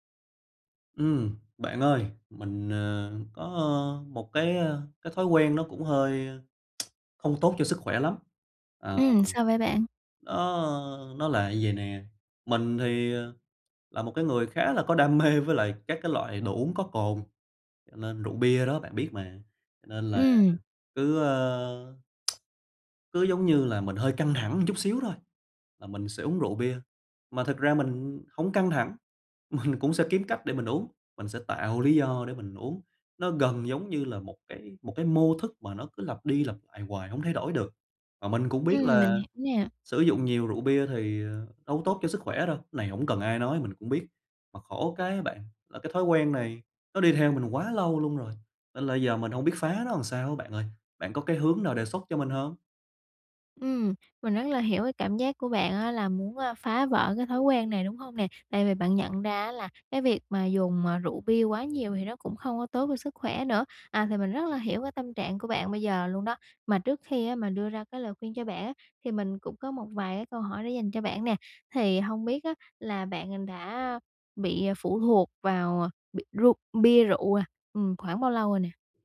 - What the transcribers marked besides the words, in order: lip smack; tapping; laughing while speaking: "mê"; lip smack; laughing while speaking: "mình"; "làm" said as "ừn"
- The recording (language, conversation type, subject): Vietnamese, advice, Làm sao để phá vỡ những mô thức tiêu cực lặp đi lặp lại?